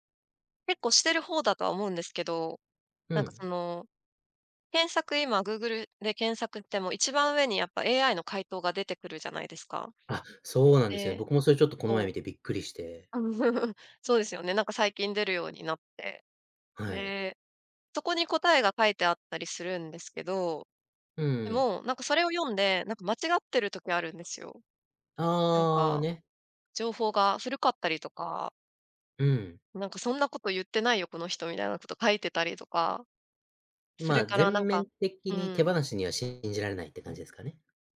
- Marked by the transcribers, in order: chuckle; other background noise
- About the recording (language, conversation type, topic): Japanese, podcast, 普段、どのような場面でAIツールを使っていますか？